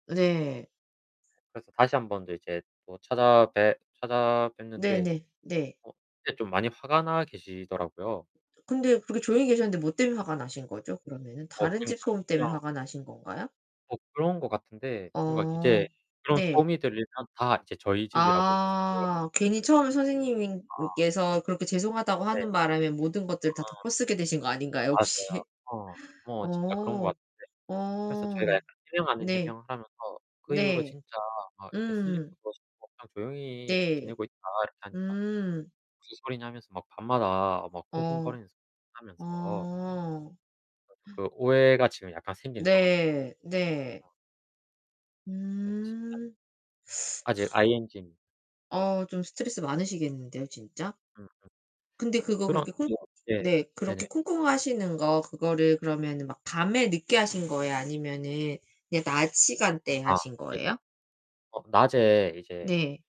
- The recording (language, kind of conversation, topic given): Korean, unstructured, 요즘 이웃 간 갈등이 자주 생기는 이유는 무엇이라고 생각하시나요?
- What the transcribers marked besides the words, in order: tapping; background speech; distorted speech; unintelligible speech; other background noise; laughing while speaking: "혹시?"; gasp; unintelligible speech; unintelligible speech; teeth sucking; sigh; in English: "ING"; static